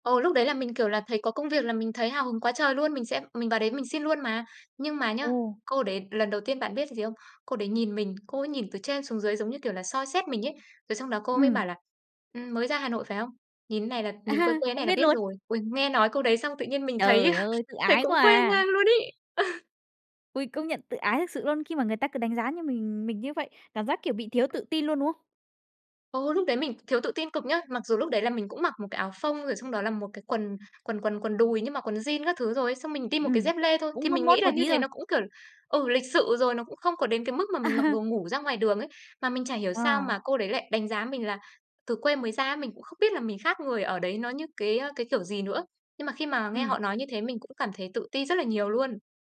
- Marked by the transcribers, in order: tapping; other background noise; laughing while speaking: "thấy, a, thấy cũng quê ngang luôn ấy"; chuckle; chuckle
- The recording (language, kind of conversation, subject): Vietnamese, podcast, Bạn còn nhớ lần rời quê lên thành phố không?